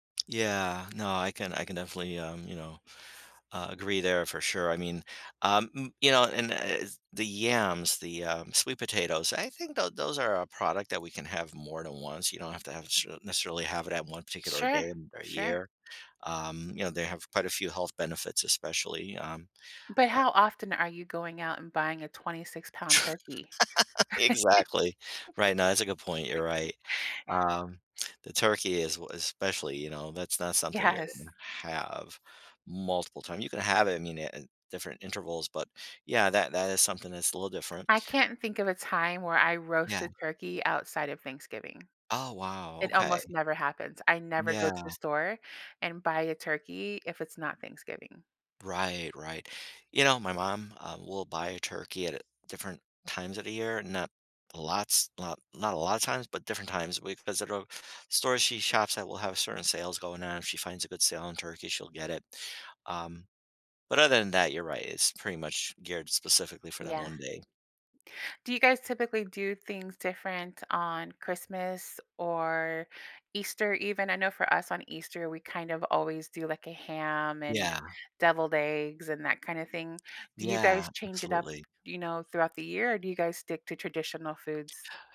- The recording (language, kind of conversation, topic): English, unstructured, How can I understand why holidays change foods I crave or avoid?
- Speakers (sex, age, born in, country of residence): female, 45-49, United States, United States; male, 60-64, Italy, United States
- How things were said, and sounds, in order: scoff; laugh; giggle; laughing while speaking: "Yes"; tapping